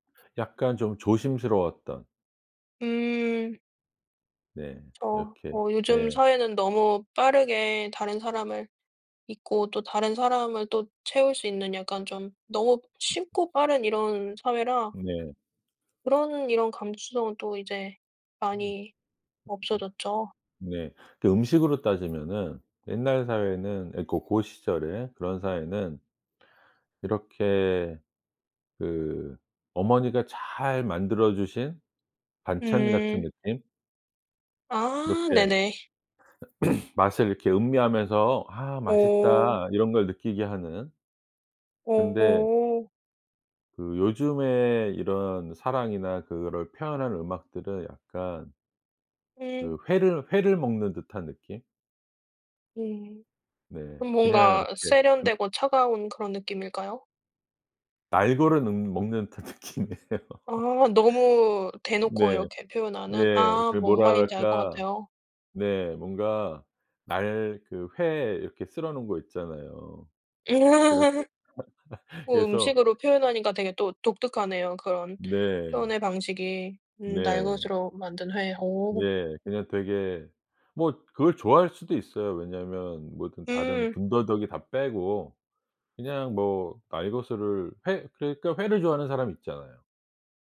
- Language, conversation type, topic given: Korean, podcast, 어떤 음악을 들으면 옛사랑이 생각나나요?
- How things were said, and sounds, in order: other background noise; cough; laughing while speaking: "느낌이에요"; laugh; laugh